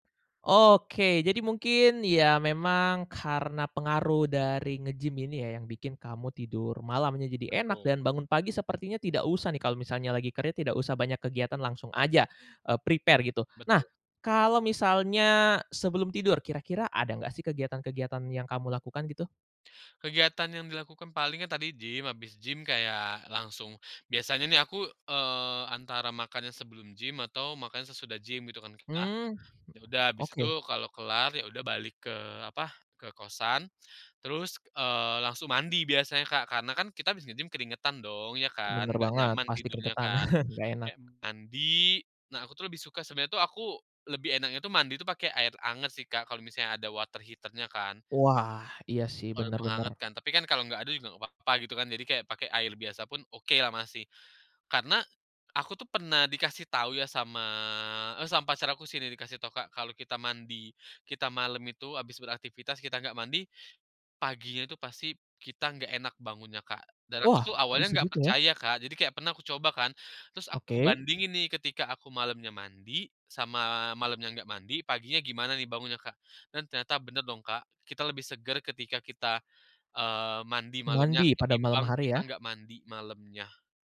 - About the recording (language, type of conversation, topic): Indonesian, podcast, Bagaimana kamu biasanya mengisi ulang energi setelah hari yang melelahkan?
- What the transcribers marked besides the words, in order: in English: "prepare"; other background noise; chuckle; tapping; in English: "water heater-nya"